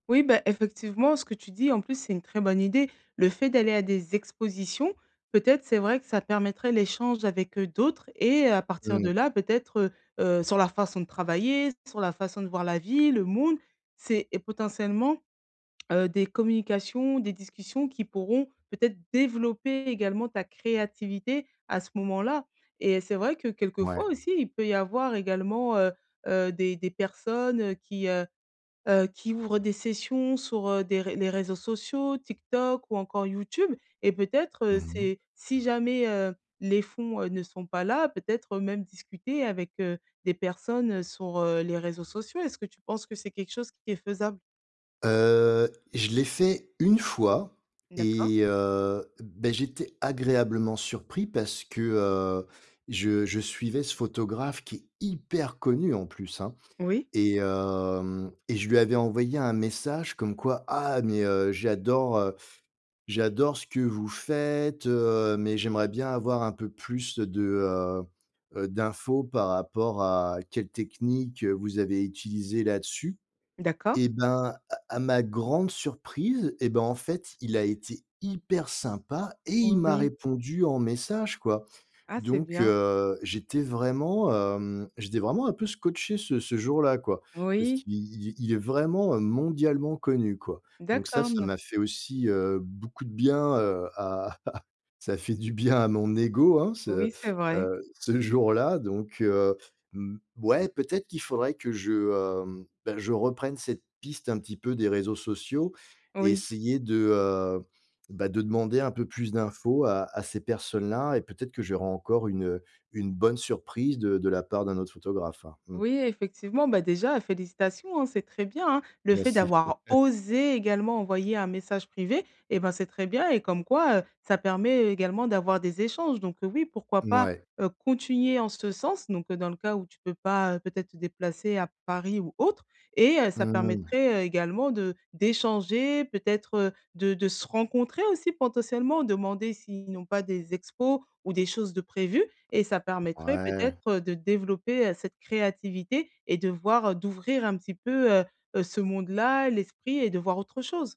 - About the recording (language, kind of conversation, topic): French, advice, Comment surmonter la procrastination pour créer régulièrement ?
- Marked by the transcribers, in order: tapping; stressed: "hyper"; stressed: "hyper"; chuckle; chuckle; stressed: "osé"; "continuer" said as "contuier"